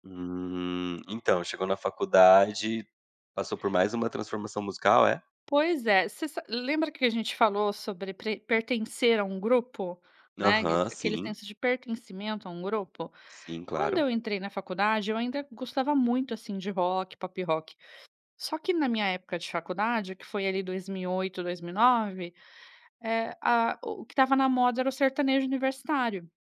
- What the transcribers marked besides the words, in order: drawn out: "Hum"; tapping; other background noise
- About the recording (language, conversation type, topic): Portuguese, podcast, Questão sobre o papel da nostalgia nas escolhas musicais